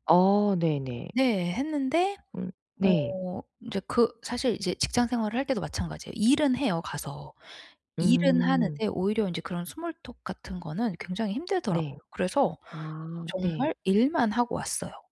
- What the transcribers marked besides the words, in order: put-on voice: "스몰토크"; in English: "스몰토크"; other background noise
- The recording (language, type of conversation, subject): Korean, advice, 성인이 된 뒤 새로운 친구를 어떻게 만들 수 있을까요?